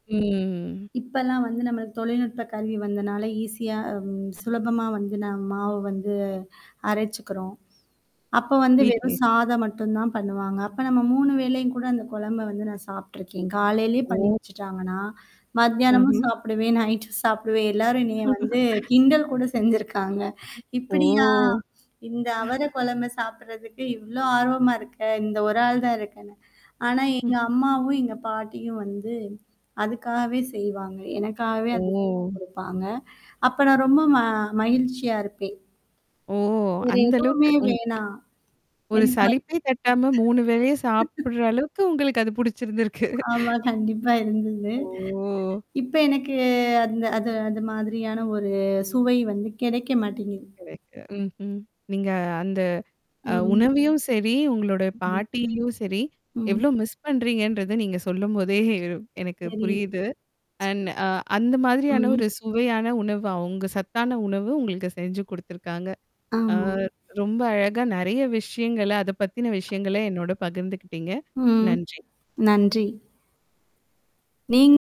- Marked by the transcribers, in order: drawn out: "ம்"; laughing while speaking: "நைட்டும் சாப்பிடுவேன்"; chuckle; other noise; drawn out: "ஓ!"; chuckle; drawn out: "ஓ!"; distorted speech; unintelligible speech; laughing while speaking: "புடிச்சிருந்திருக்கு"; other background noise; drawn out: "ஓ!"; in English: "கரைக்ட்டு"; in English: "மிஸ்"; in English: "அண்ட்"
- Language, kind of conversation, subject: Tamil, podcast, பழைய குடும்பச் சமையல் குறிப்பை நீங்கள் எப்படிப் பாதுகாத்து வைத்திருக்கிறீர்கள்?